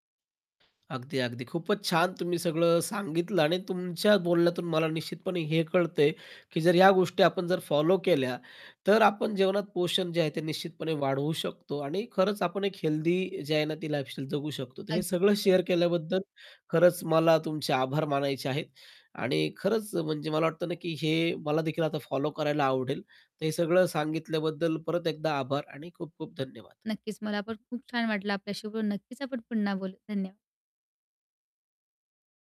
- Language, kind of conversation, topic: Marathi, podcast, घरच्या जेवणाचे पोषणमूल्य संतुलित कसे ठेवता?
- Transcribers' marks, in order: static; distorted speech; in English: "शेअर"